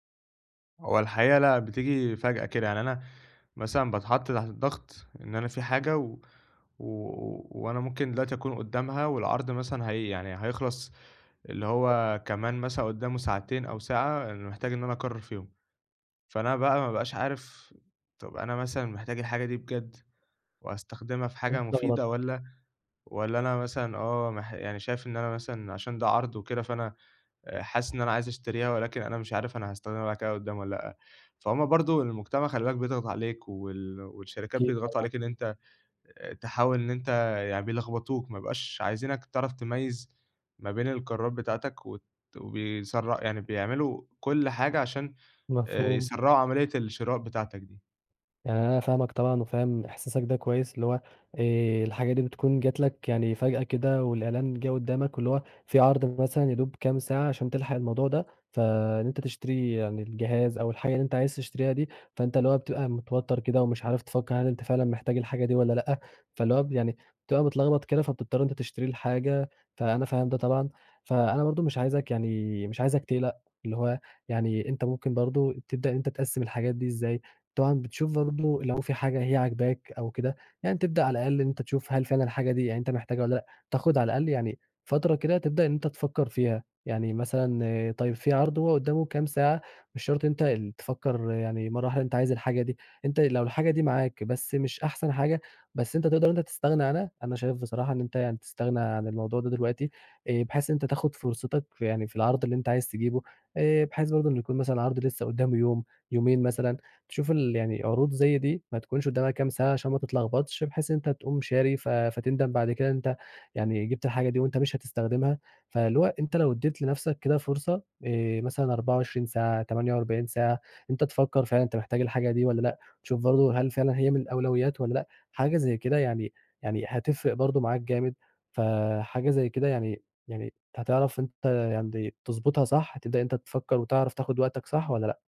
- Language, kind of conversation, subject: Arabic, advice, إزاي أفرّق بين اللي محتاجه واللي نفسي فيه قبل ما أشتري؟
- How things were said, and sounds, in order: unintelligible speech